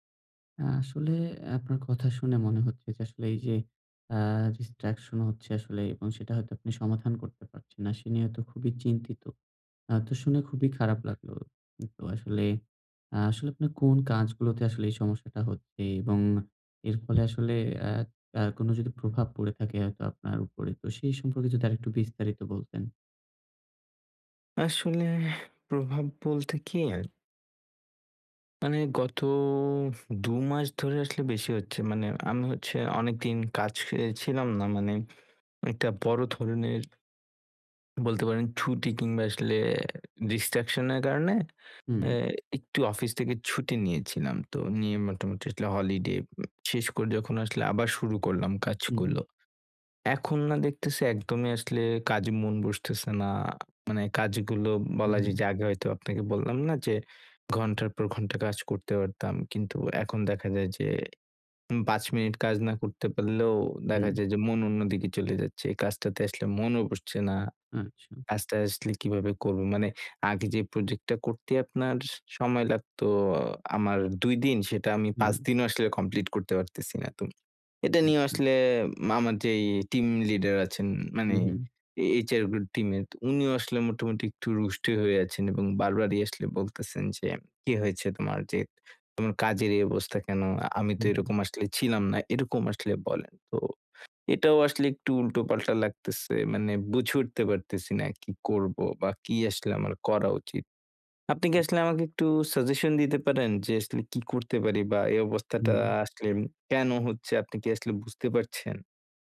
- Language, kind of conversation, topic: Bengali, advice, কাজের সময় বিভ্রান্তি কমিয়ে কীভাবে একটিমাত্র কাজে মনোযোগ ধরে রাখতে পারি?
- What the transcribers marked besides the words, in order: in English: "distraction"; tapping; other background noise